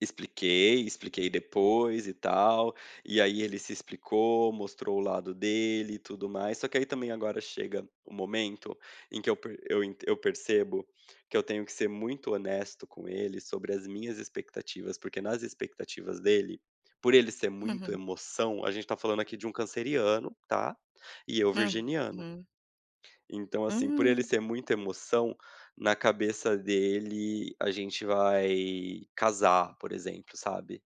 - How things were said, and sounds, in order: none
- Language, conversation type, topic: Portuguese, advice, Como posso comunicar minhas expectativas no começo de um relacionamento?